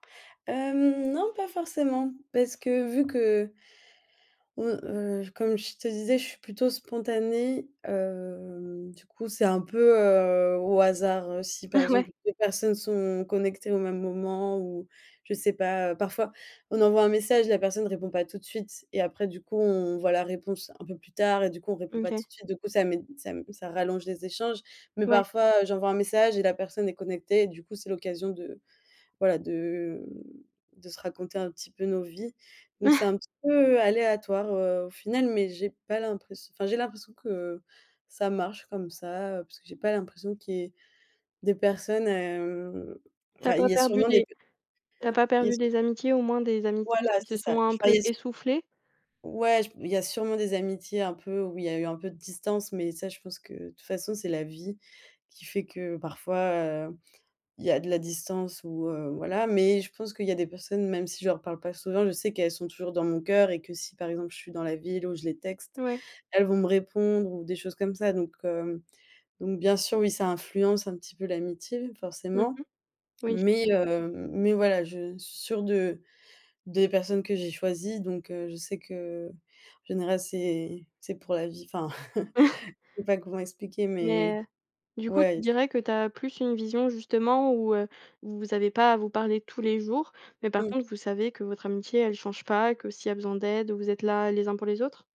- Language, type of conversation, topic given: French, podcast, Comment gardes-tu le contact avec des amis qui habitent loin ?
- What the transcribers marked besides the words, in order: other background noise; chuckle; drawn out: "de"; chuckle; stressed: "cœur"; chuckle